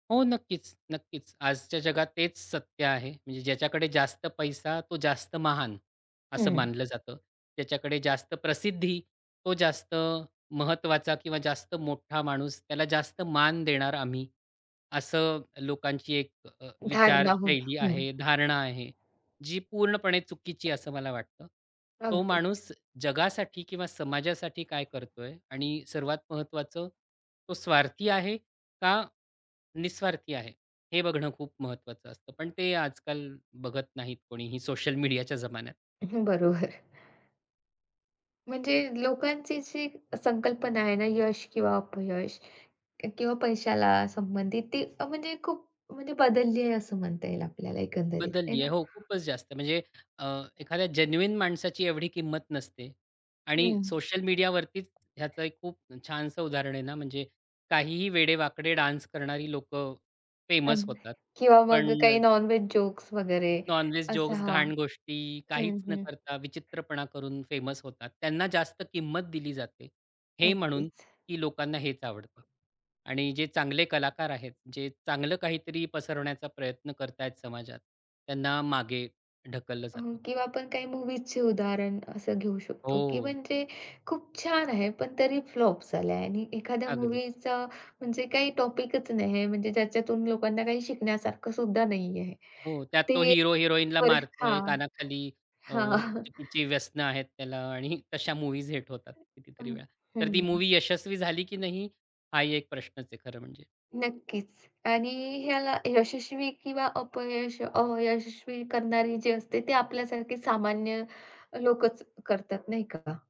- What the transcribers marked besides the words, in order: other background noise; tapping; in English: "जेन्युइन"; in English: "डान्स"; in English: "फेमस"; in English: "नॉनव्हेज"; in English: "नॉनव्हेज"; in English: "फेमस"; in English: "टॉपिकच"; unintelligible speech; laughing while speaking: "हां"
- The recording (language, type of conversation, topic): Marathi, podcast, तुमच्यासाठी यश म्हणजे नेमकं काय?